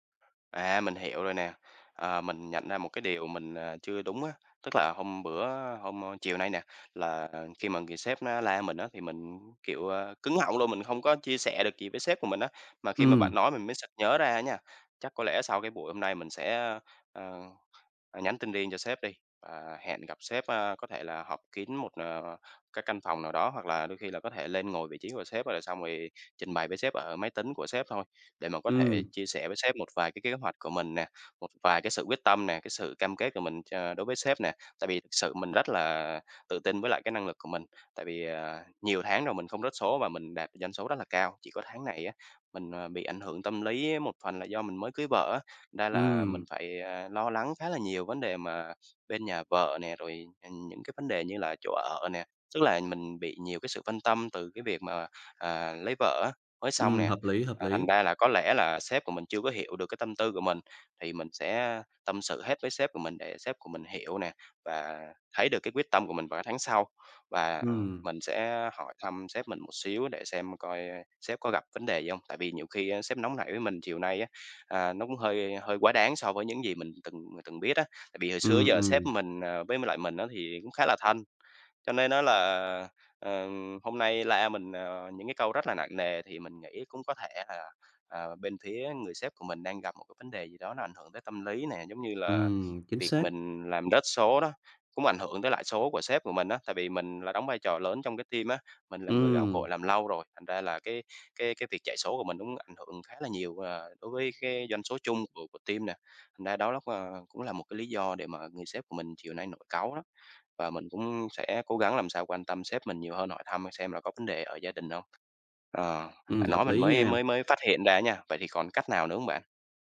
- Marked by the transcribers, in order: tapping; in English: "team"; in English: "team"; other background noise
- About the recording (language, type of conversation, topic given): Vietnamese, advice, Mình nên làm gì khi bị sếp chỉ trích công việc trước mặt đồng nghiệp khiến mình xấu hổ và bối rối?